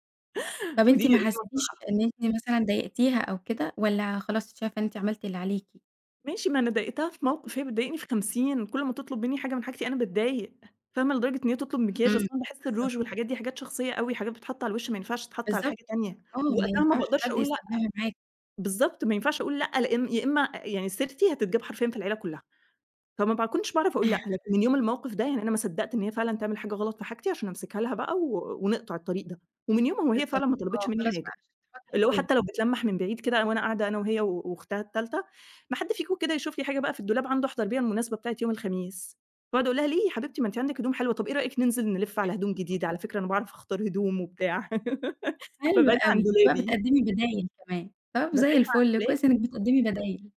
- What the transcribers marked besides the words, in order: in English: "الروج"; chuckle; unintelligible speech; laugh
- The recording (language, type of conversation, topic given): Arabic, podcast, إزاي أتعلم أقول «لأ» من غير ما أحس بالذنب؟